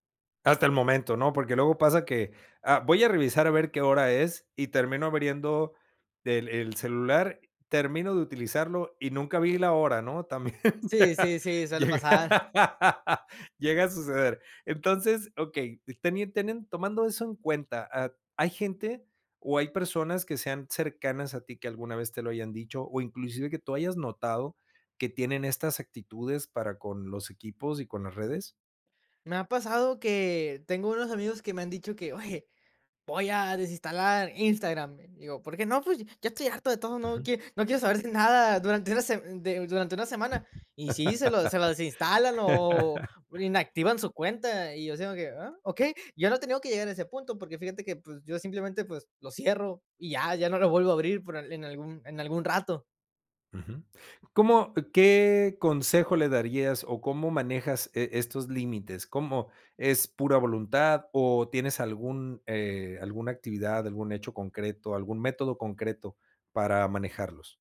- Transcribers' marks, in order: laughing while speaking: "También"; laugh; other background noise; laugh
- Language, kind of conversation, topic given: Spanish, podcast, ¿En qué momentos te desconectas de las redes sociales y por qué?